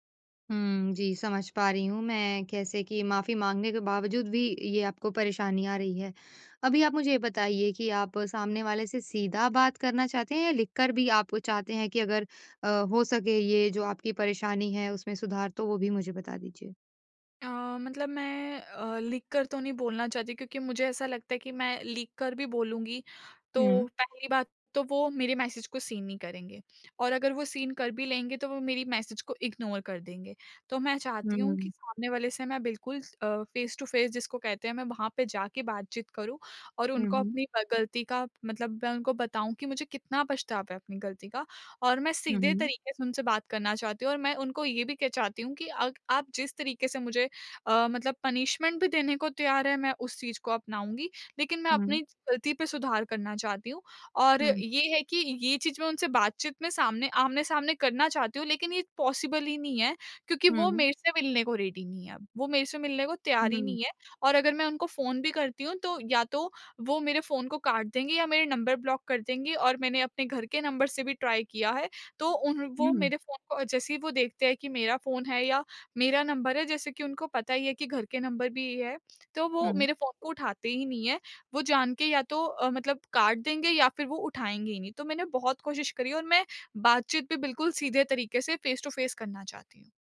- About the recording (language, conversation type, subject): Hindi, advice, मैं अपनी गलती ईमानदारी से कैसे स्वीकार करूँ और उसे कैसे सुधारूँ?
- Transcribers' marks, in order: in English: "मैसेज"; in English: "सीन"; in English: "सीन"; in English: "मैसेज"; in English: "इग्नोर"; in English: "फेस टू फेस"; in English: "पनिशमेंट"; in English: "पॉसिबल"; in English: "रेडी"; in English: "ट्राई"; in English: "फेस टू फेस"